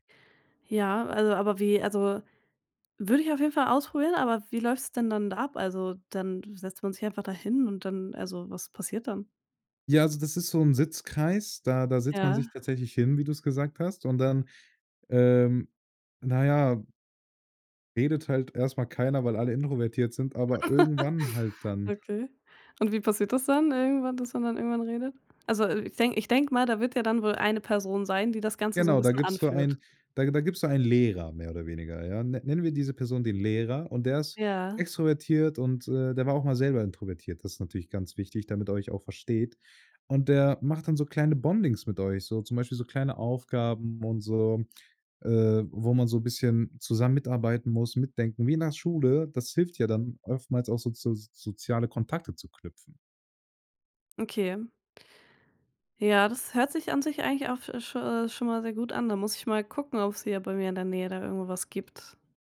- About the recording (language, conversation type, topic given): German, advice, Wie kann ich Small Talk überwinden und ein echtes Gespräch beginnen?
- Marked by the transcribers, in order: laugh; stressed: "Lehrer"; in English: "Bondings"; other noise